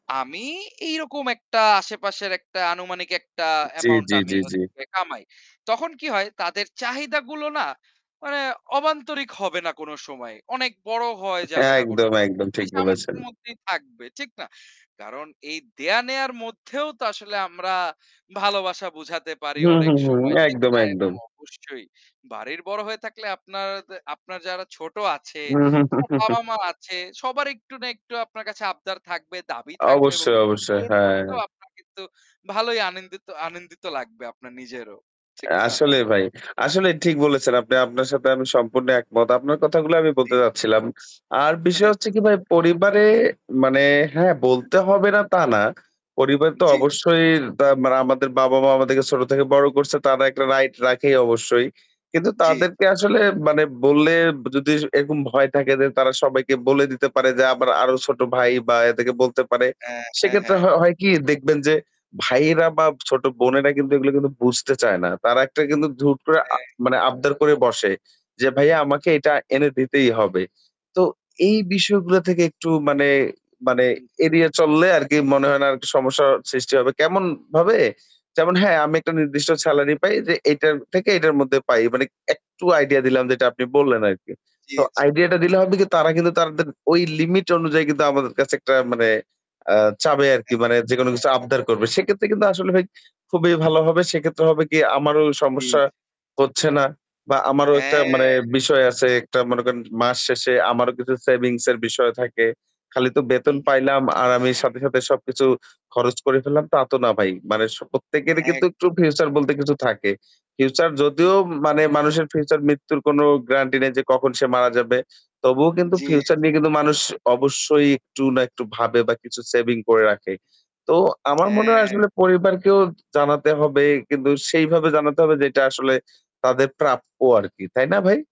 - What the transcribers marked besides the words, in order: static; distorted speech; other background noise; chuckle; laughing while speaking: "ঠিক না?"; chuckle; "অবশ্যই" said as "অবশ্যইর"; "হুট" said as "ধুট"; "তাদের" said as "তারদের"; "চাইবে" said as "চাবে"
- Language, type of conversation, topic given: Bengali, unstructured, কেন আমরা পরিবারে টাকা নিয়ে খোলাখুলি আলোচনা করি না?
- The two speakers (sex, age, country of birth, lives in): male, 20-24, Bangladesh, Bangladesh; male, 25-29, Bangladesh, Bangladesh